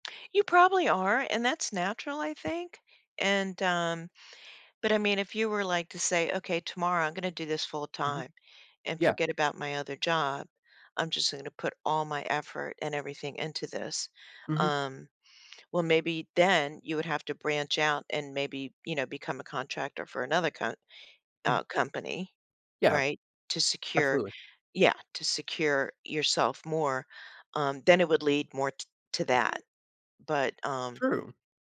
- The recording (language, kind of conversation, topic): English, advice, How can I manage my nerves and make a confident start at my new job?
- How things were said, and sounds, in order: none